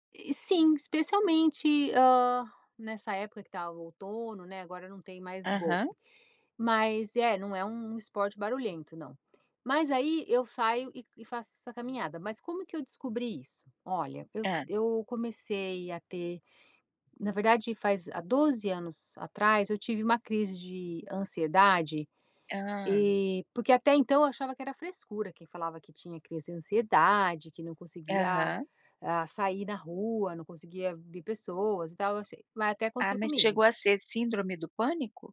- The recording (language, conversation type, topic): Portuguese, podcast, Como a natureza pode ajudar você a lidar com a ansiedade?
- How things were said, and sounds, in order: none